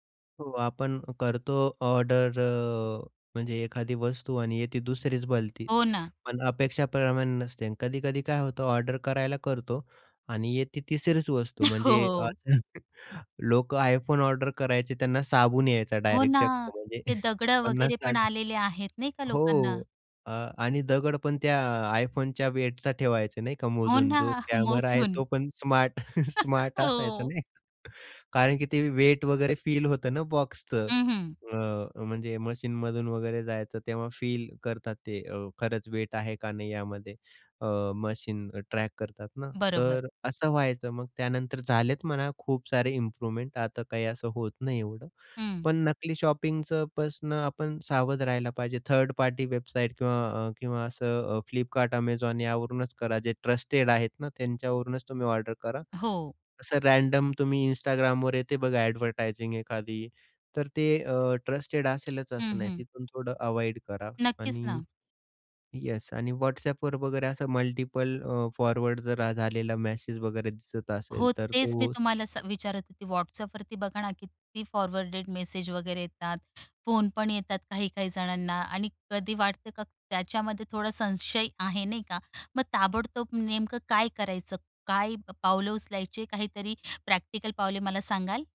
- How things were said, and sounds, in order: chuckle; chuckle; in English: "स्कॅमर"; chuckle; tapping; chuckle; other background noise; in English: "इम्प्रूवमेंट"; in English: "शॉपिंगचं"; in English: "ट्रस्टेड"; in English: "रॅडम"; in English: "अ‍ॅडव्हर्टायझिंग"; in English: "ट्रस्टेड"; in English: "मल्टिपल"; in English: "फॉरवर्ड"; in English: "फॉरवर्डेड"
- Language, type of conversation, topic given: Marathi, podcast, ऑनलाइन फसवणुकीपासून बचाव करण्यासाठी सामान्य लोकांनी काय करावे?